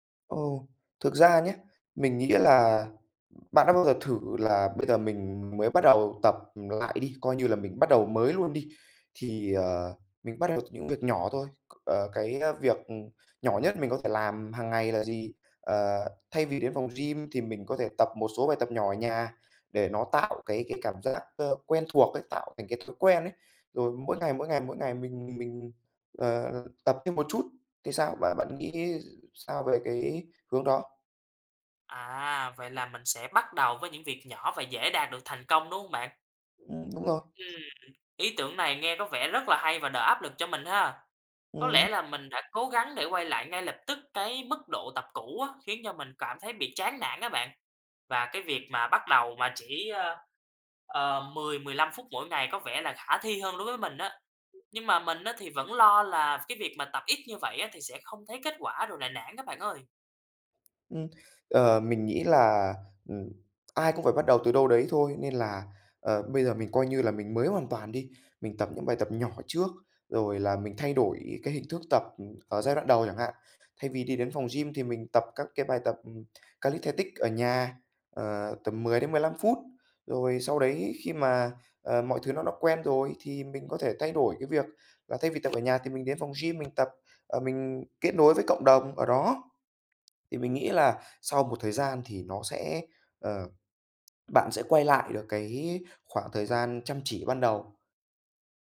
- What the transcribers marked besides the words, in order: other noise; tapping; other background noise; in English: "calisthenics"
- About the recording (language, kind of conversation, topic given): Vietnamese, advice, Vì sao bạn bị mất động lực tập thể dục đều đặn?